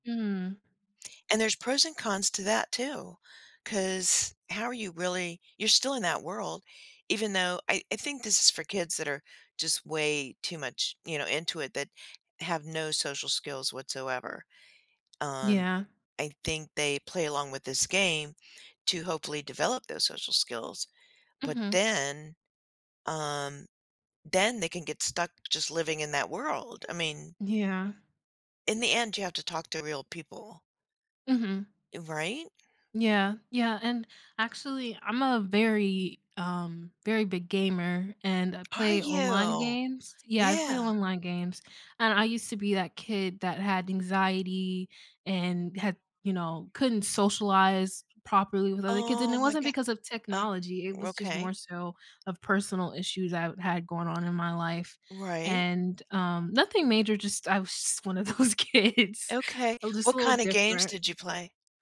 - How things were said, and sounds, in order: other background noise; laughing while speaking: "kids"
- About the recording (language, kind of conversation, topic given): English, unstructured, How do you find a healthy balance between using technology and living in the moment?
- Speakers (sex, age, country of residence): female, 20-24, United States; female, 65-69, United States